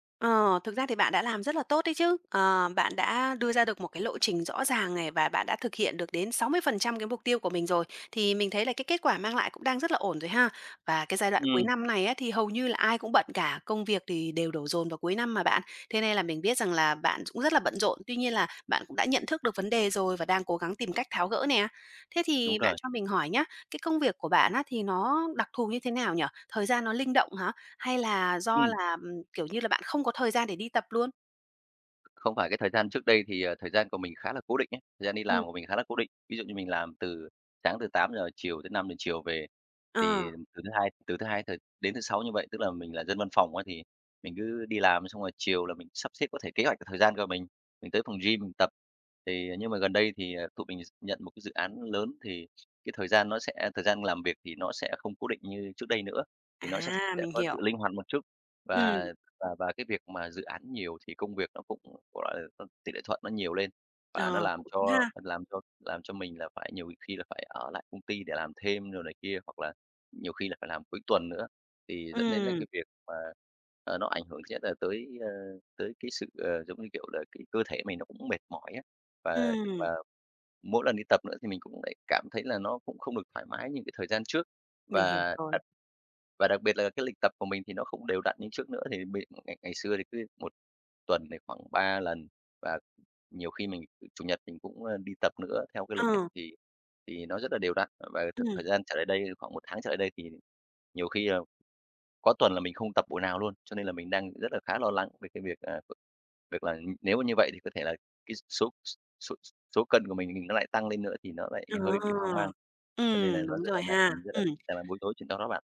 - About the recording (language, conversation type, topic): Vietnamese, advice, Làm thế nào để duy trì thói quen tập luyện đều đặn?
- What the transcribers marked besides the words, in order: tapping; other background noise